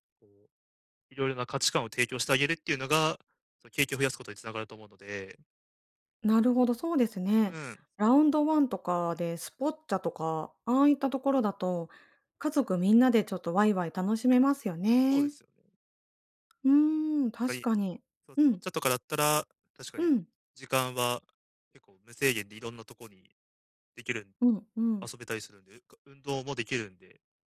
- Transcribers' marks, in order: other background noise; tapping
- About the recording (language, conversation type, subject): Japanese, advice, 簡素な生活で経験を増やすにはどうすればよいですか？